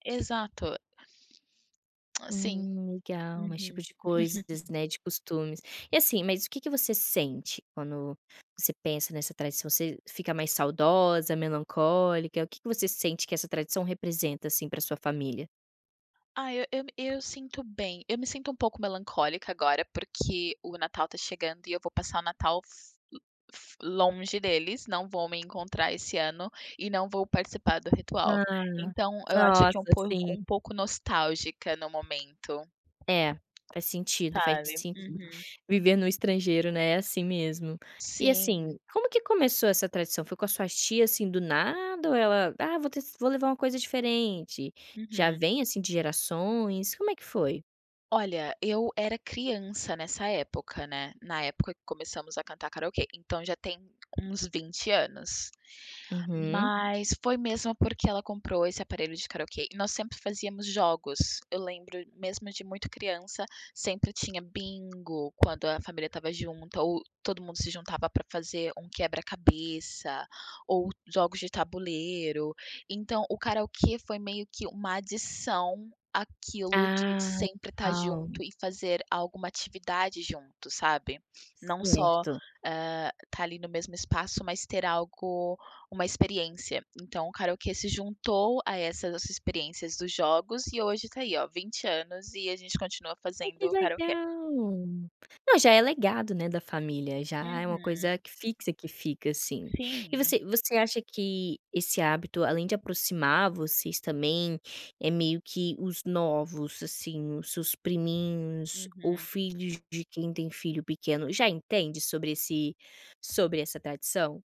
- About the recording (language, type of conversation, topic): Portuguese, podcast, De qual hábito de feriado a sua família não abre mão?
- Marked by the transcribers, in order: other background noise; chuckle; tapping